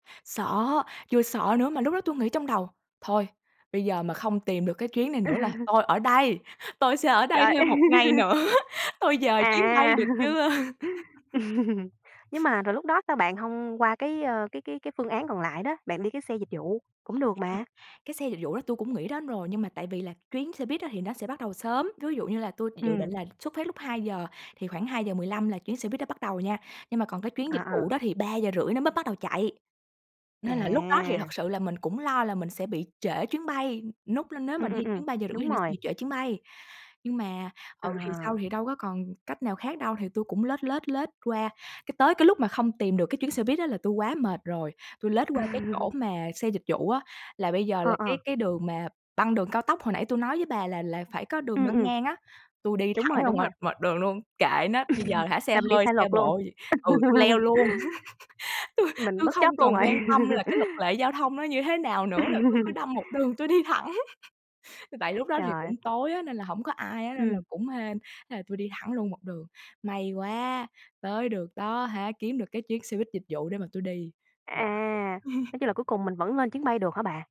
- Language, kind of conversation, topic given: Vietnamese, podcast, Bạn có thể kể về một lần bạn bị lạc nhưng cuối cùng lại vui đến rơi nước mắt không?
- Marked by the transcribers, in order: laugh; laugh; other background noise; laugh; laughing while speaking: "nữa"; laugh; "ví" said as "dú"; tapping; laugh; laugh; laugh; laughing while speaking: "rồi"; laugh; laugh; laugh